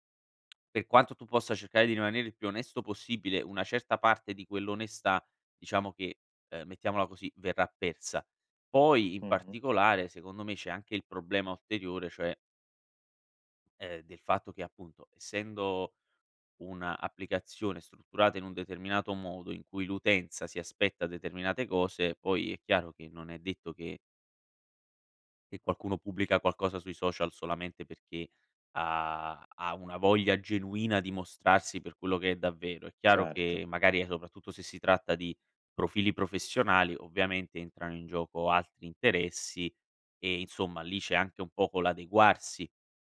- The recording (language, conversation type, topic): Italian, podcast, In che modo i social media trasformano le narrazioni?
- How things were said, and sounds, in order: tapping